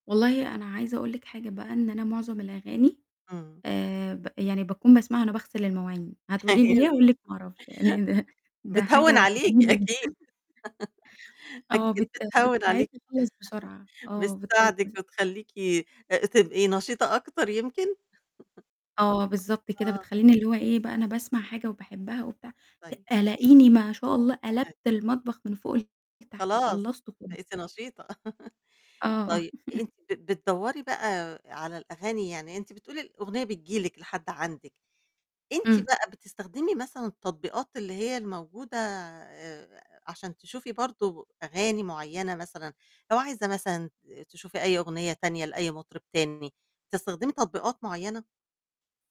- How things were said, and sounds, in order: static; laugh; laughing while speaking: "جميل"; distorted speech; chuckle; laughing while speaking: "ده"; laughing while speaking: "جميلة جدًا"; chuckle; chuckle; unintelligible speech; chuckle; tapping; unintelligible speech; chuckle; laughing while speaking: "آه"; chuckle
- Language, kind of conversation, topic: Arabic, podcast, إزاي بتلاقي أغاني جديدة دلوقتي؟